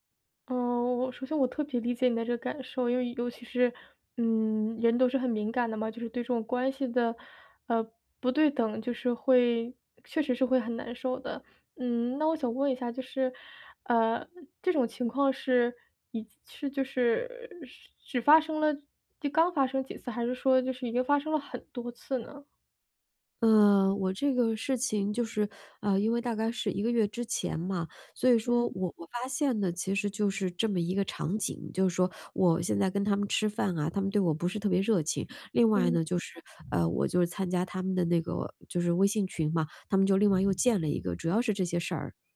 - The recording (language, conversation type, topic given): Chinese, advice, 我覺得被朋友排除時該怎麼調適自己的感受？
- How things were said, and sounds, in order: other background noise